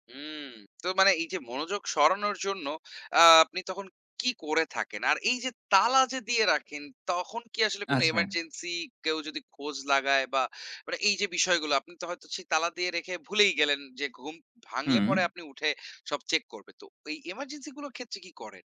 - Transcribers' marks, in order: none
- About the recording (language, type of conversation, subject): Bengali, podcast, আপনি কীভাবে নিজের স্ক্রিনটাইম নিয়ন্ত্রণ করেন?